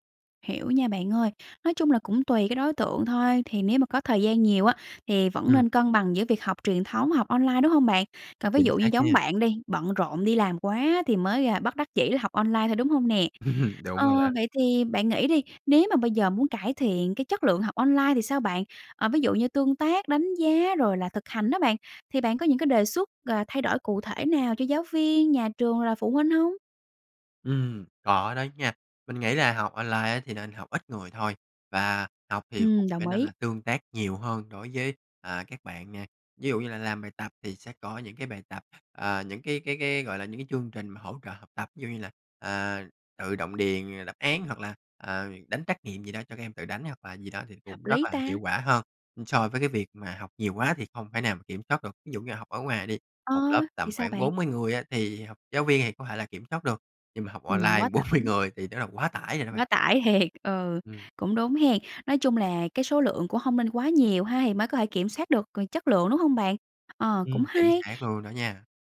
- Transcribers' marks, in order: tapping; laugh; laughing while speaking: "bốn mươi"; laughing while speaking: "thiệt"
- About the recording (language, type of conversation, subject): Vietnamese, podcast, Bạn nghĩ sao về việc học trực tuyến thay vì đến lớp?